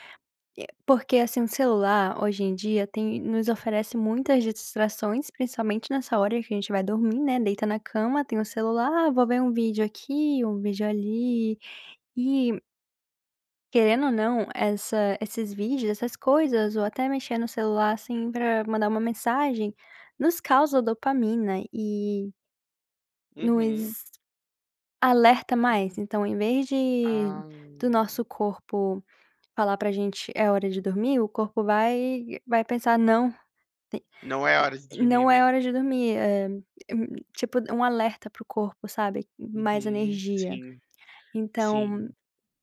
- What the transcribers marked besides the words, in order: other noise; unintelligible speech
- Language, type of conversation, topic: Portuguese, advice, Como posso criar uma rotina matinal revigorante para acordar com mais energia?